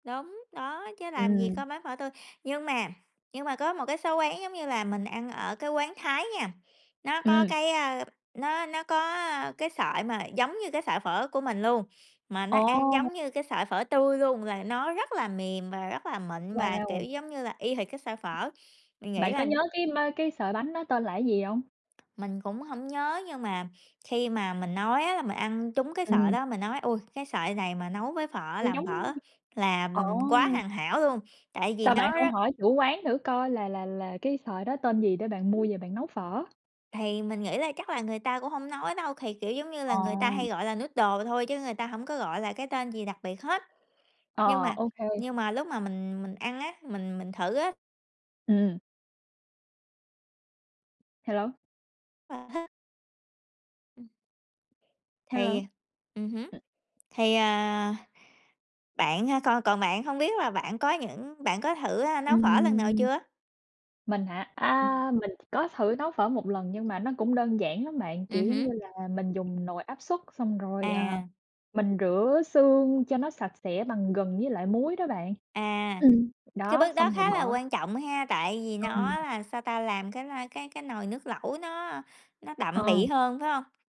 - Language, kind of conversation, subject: Vietnamese, unstructured, Bạn đã học nấu phở như thế nào?
- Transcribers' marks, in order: tapping; other background noise; in English: "noodles"